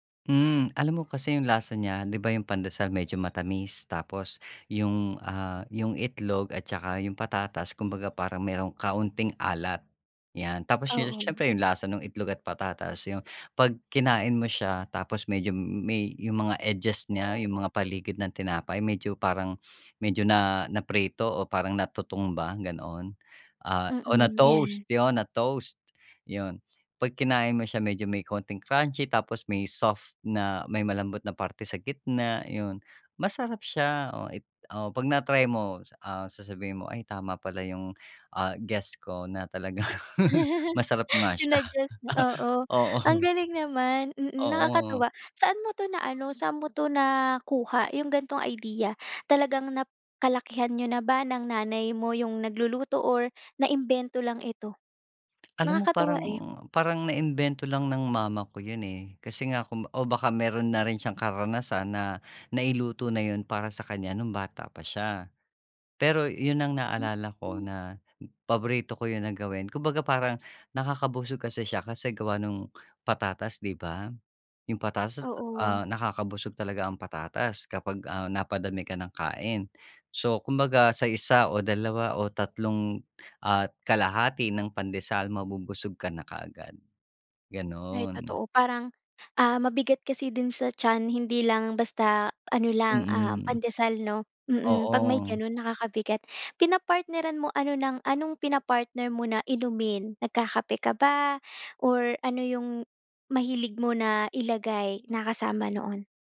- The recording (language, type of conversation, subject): Filipino, podcast, Ano ang paborito mong almusal at bakit?
- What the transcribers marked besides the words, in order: other animal sound; other noise; tapping; background speech; giggle; laughing while speaking: "talagang"; laughing while speaking: "siya. Oo"